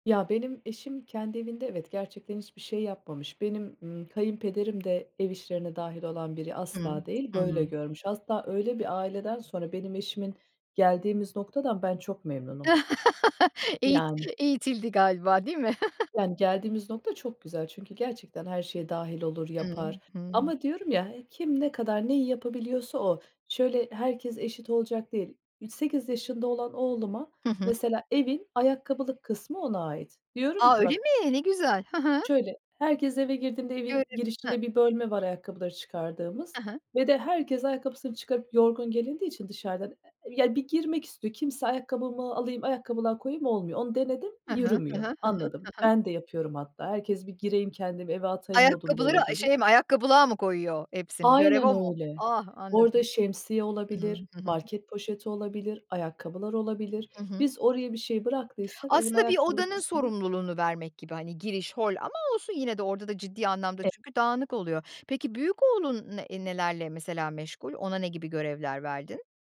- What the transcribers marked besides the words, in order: tapping; "Hatta" said as "Asta"; laugh; chuckle; other noise
- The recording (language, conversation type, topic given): Turkish, podcast, Ev işlerini kim nasıl paylaşmalı, sen ne önerirsin?